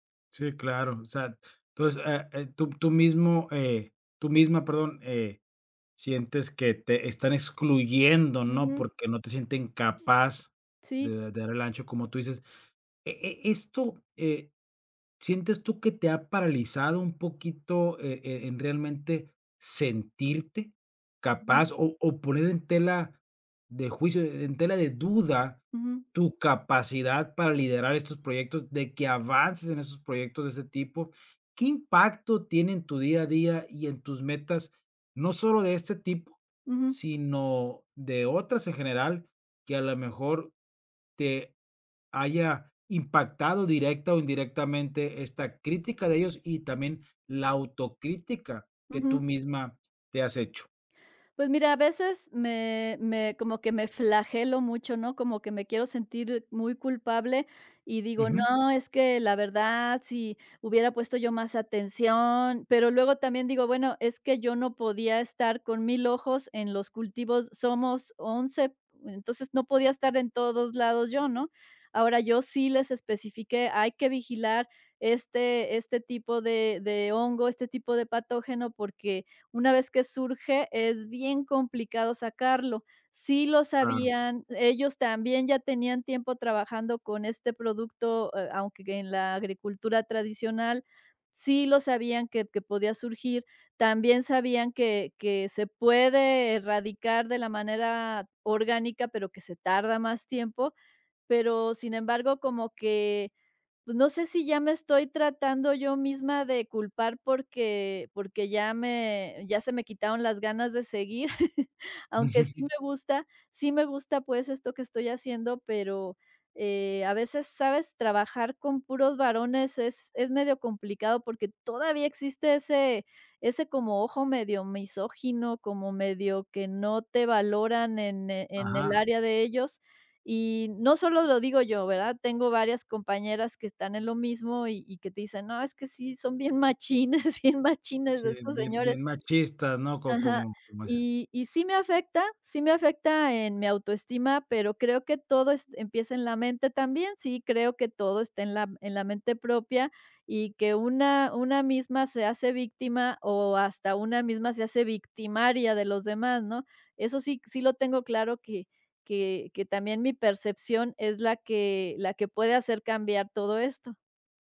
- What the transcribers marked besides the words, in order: other background noise; tapping; chuckle; laughing while speaking: "machines bien machines"
- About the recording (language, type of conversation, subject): Spanish, advice, ¿Cómo puedo dejar de paralizarme por la autocrítica y avanzar en mis proyectos?